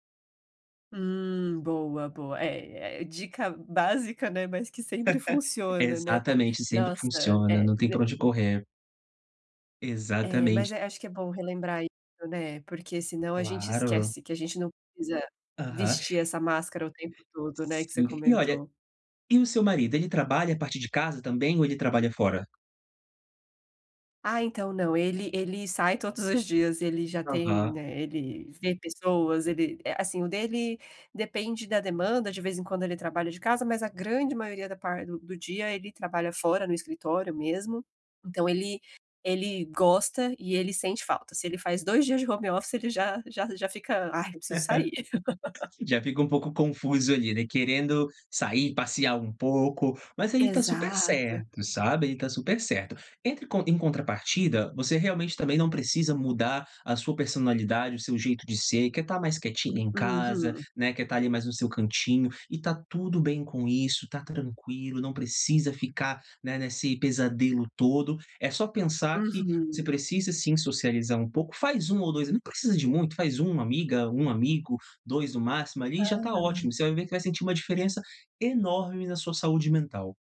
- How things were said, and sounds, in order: laugh; other noise; tapping; laugh
- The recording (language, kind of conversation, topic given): Portuguese, advice, Como posso recusar convites sociais sem me sentir mal?